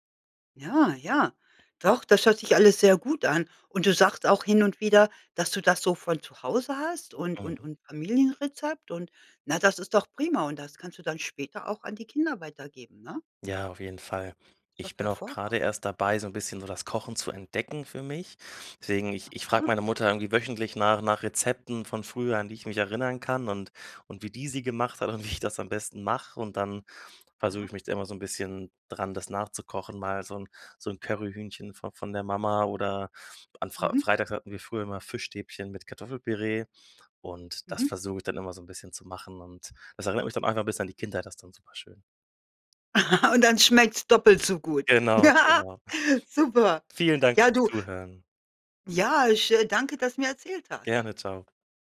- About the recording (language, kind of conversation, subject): German, podcast, Was verbindest du mit Festessen oder Familienrezepten?
- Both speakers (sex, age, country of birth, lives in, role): female, 55-59, Germany, United States, host; male, 25-29, Germany, Germany, guest
- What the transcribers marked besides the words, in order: laughing while speaking: "wie ich"; laugh; joyful: "Genau, genau"; laugh